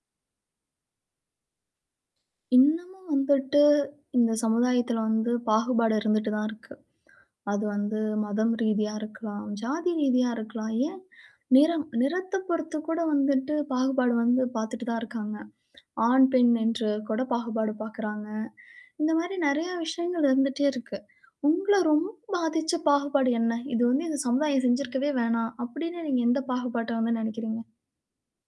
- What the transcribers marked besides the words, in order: static
- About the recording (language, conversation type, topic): Tamil, podcast, சமுதாயத்தில் பாகுபாட்டை நாம் எப்படி குறைக்கலாம்?